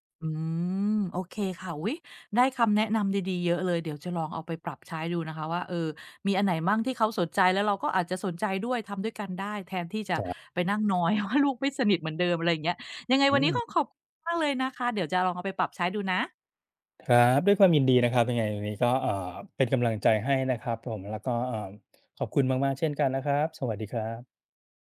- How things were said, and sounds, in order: unintelligible speech; laughing while speaking: "ว่า"; other background noise
- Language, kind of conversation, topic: Thai, advice, คุณจะรักษาสมดุลระหว่างความใกล้ชิดกับความเป็นอิสระในความสัมพันธ์ได้อย่างไร?